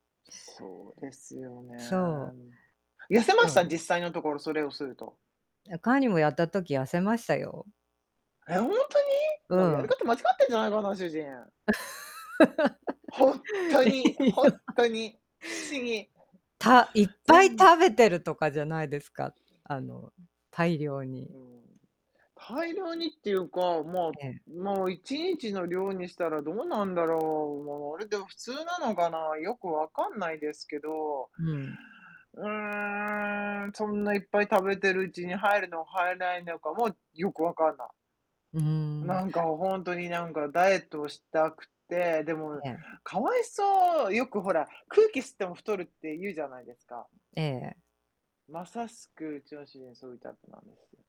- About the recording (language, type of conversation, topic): Japanese, unstructured, 健康的な食生活を維持するために、普段どのようなことを心がけていますか？
- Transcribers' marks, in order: distorted speech; static; laugh; laughing while speaking: "ええ、いや"; stressed: "ほんとに ほんとに"; laugh; drawn out: "うーん"; other background noise; tapping